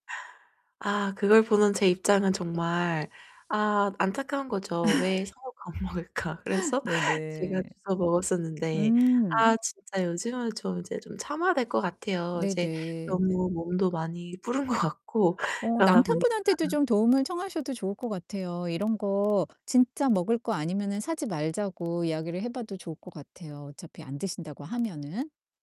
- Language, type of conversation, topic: Korean, advice, 요즘 간식 유혹이 자주 느껴져서 참기 힘든데, 어떻게 관리를 시작하면 좋을까요?
- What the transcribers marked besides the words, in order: tapping; laugh; laughing while speaking: "안 먹을까?"; static; laughing while speaking: "것 같고"